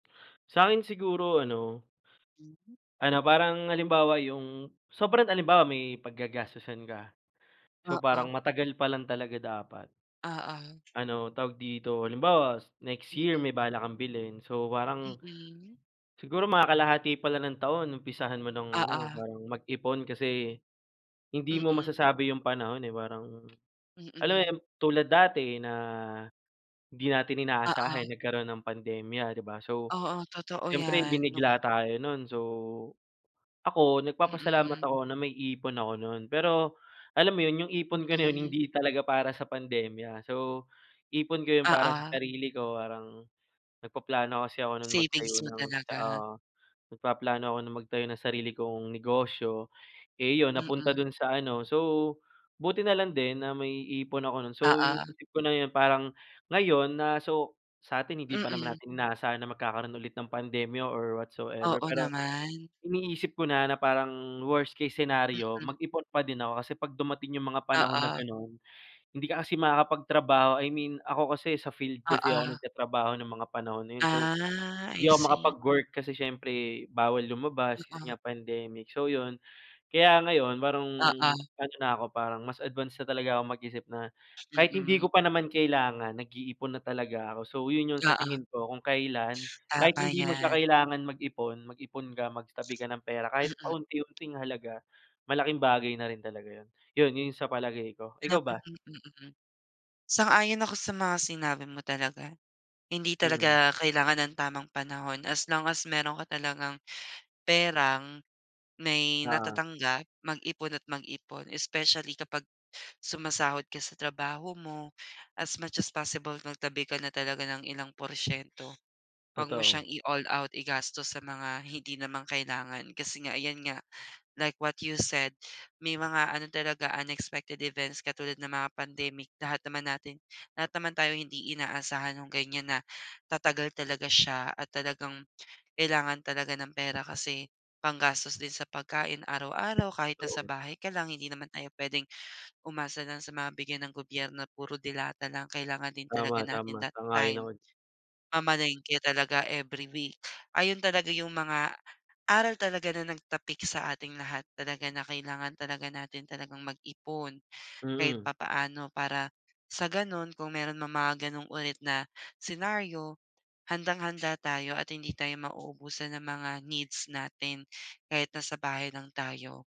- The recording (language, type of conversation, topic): Filipino, unstructured, Ano ang pinakamahalagang aral mo tungkol sa pag-iipon?
- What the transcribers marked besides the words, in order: other background noise; tapping; fan